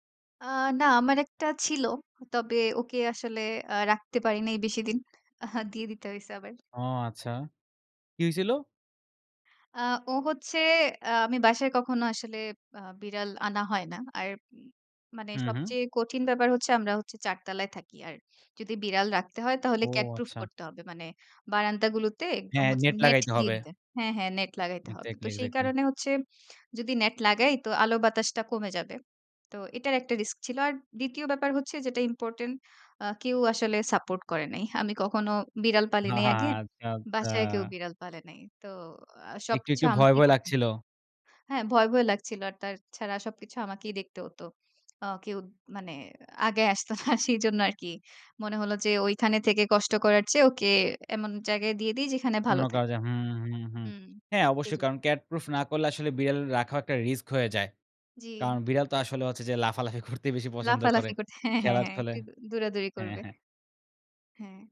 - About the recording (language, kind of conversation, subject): Bengali, podcast, মিমগুলো কীভাবে রাজনীতি ও মানুষের মানসিকতা বদলে দেয় বলে তুমি মনে করো?
- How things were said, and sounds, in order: scoff; laughing while speaking: "আগায় আসতো না সেজন্য আরকি"; laughing while speaking: "লাফালাফি করতে বেশি পছন্দ করে"